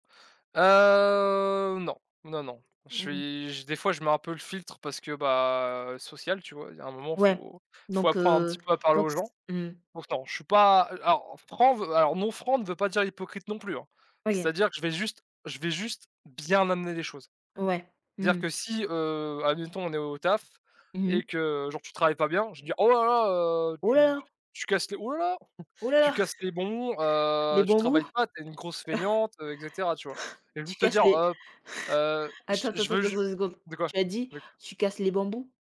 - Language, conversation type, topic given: French, unstructured, Penses-tu que la vérité doit toujours être dite, même si elle blesse ?
- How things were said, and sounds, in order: drawn out: "Heu"; stressed: "bien"; chuckle; chuckle